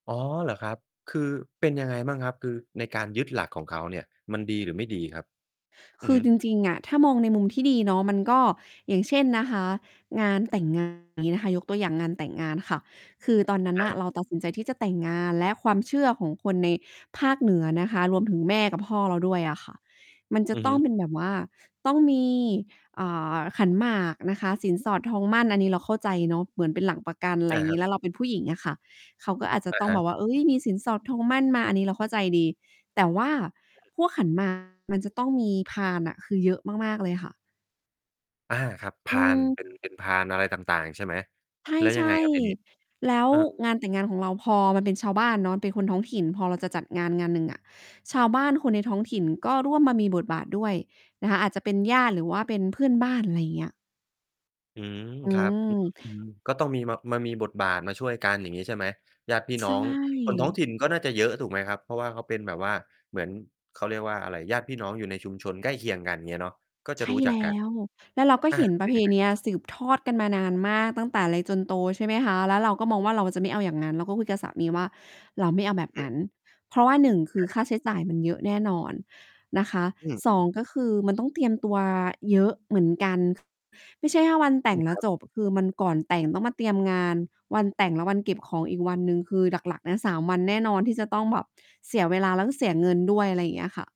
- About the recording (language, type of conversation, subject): Thai, podcast, คุณเคยพบปะคนท้องถิ่นที่ทำให้มุมมองหรือความคิดของคุณเปลี่ยนไปไหม?
- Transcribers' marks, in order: distorted speech; tapping; unintelligible speech; mechanical hum; "ประเพณี" said as "ประเพเนีย"; other background noise